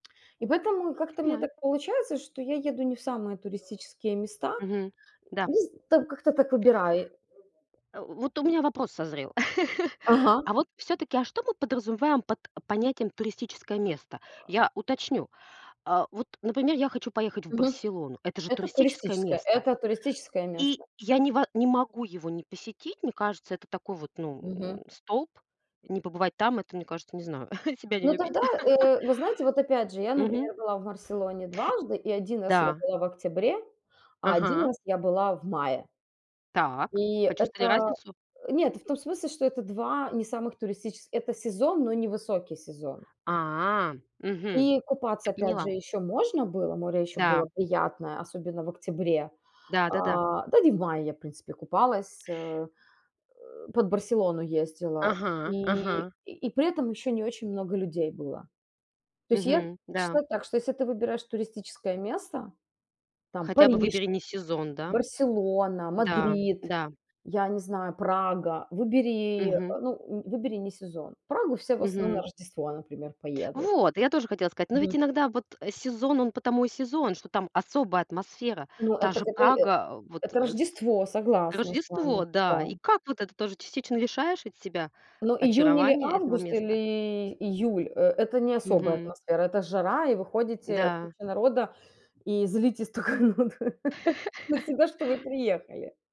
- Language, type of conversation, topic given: Russian, unstructured, Как ты считаешь, стоит ли всегда выбирать популярные туристические места?
- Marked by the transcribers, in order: background speech; laugh; tapping; grunt; chuckle; other background noise; laugh; laughing while speaking: "на себя, что вы приехали"